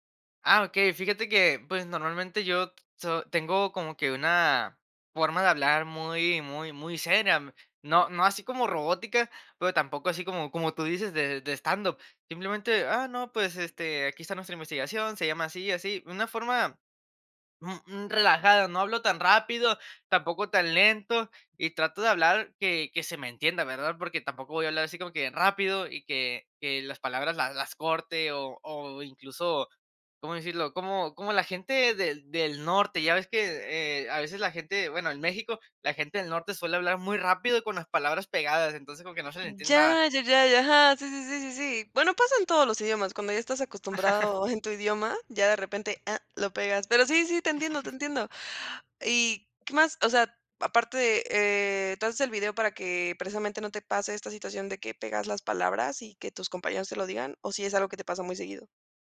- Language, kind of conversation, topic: Spanish, podcast, ¿Qué métodos usas para estudiar cuando tienes poco tiempo?
- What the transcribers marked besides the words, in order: laugh; laughing while speaking: "en tu"; chuckle